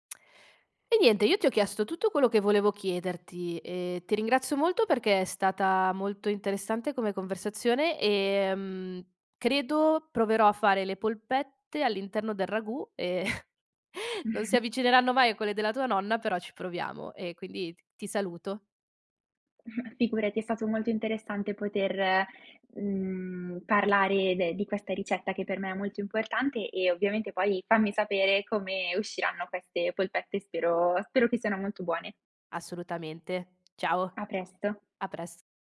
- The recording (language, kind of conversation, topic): Italian, podcast, Come gestisci le ricette tramandate di generazione in generazione?
- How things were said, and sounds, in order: lip smack; chuckle; chuckle